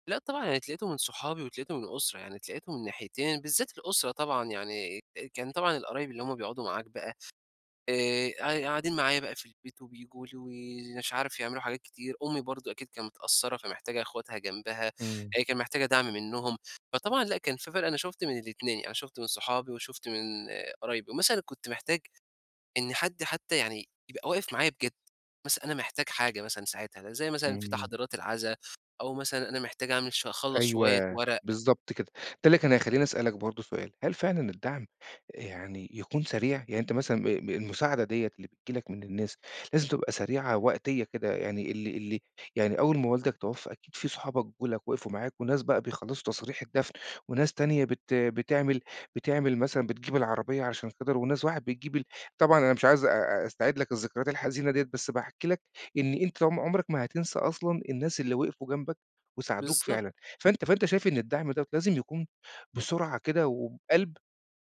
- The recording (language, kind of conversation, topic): Arabic, podcast, إيه أهمية الدعم الاجتماعي بعد الفشل؟
- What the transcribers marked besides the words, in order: none